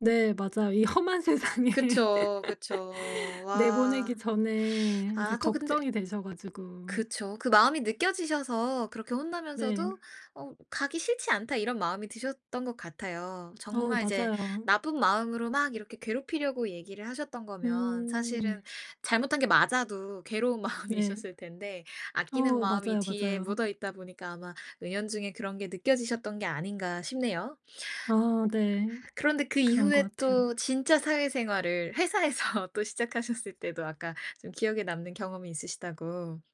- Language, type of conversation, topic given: Korean, podcast, 처음 사회생활을 시작했을 때 가장 기억에 남는 경험은 무엇인가요?
- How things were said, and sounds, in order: laughing while speaking: "세상에"; laugh; teeth sucking; other background noise; laughing while speaking: "마음이셨을"; laughing while speaking: "회사에서"